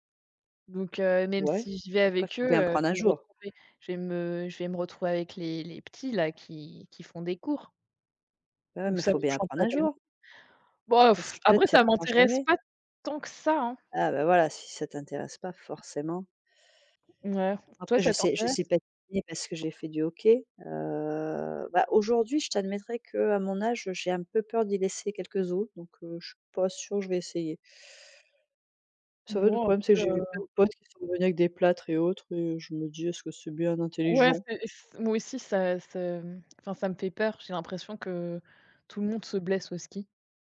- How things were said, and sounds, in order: sigh; other background noise; unintelligible speech; tapping; drawn out: "Heu"; unintelligible speech
- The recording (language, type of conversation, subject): French, unstructured, Préférez-vous partir en vacances à l’étranger ou faire des découvertes près de chez vous ?